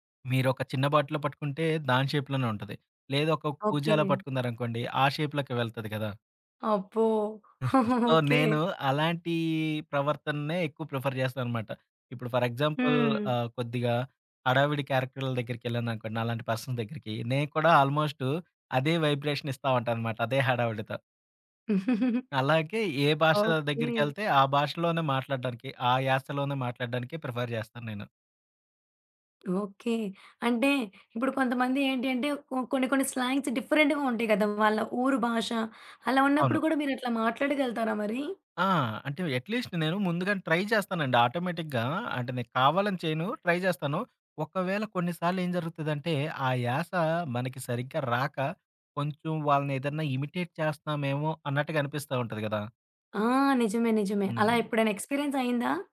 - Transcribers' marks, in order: in English: "షేప్‌లోనే"; in English: "షేప్‌లోకి"; giggle; in English: "సో"; giggle; in English: "ప్రిఫర్"; in English: "ఫర్ ఎగ్జాంపుల్"; in English: "క్యారెక్టర్‌ల"; in English: "పర్సన్"; in English: "వైబ్రేషన్"; giggle; other background noise; in English: "ప్రిఫర్"; in English: "డిఫరెంట్‌గా"; in English: "అట్లీస్ట్"; in English: "ట్రై"; in English: "ఆటోమేటిక్‌గా"; in English: "ట్రై"; in English: "ఇమిటేట్"; in English: "ఎక్స్‌పీరియన్స్"
- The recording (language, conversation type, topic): Telugu, podcast, మొదటి చూపులో మీరు ఎలా కనిపించాలనుకుంటారు?